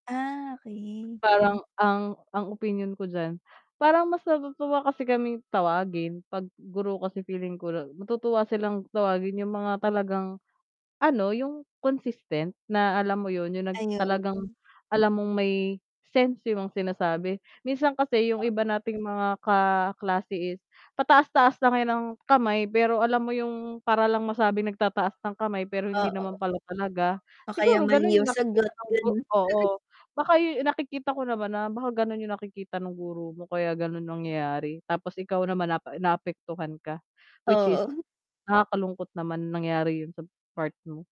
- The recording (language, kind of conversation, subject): Filipino, unstructured, Ano ang ibig sabihin ng pagiging totoo sa sarili?
- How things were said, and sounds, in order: static; mechanical hum; distorted speech; chuckle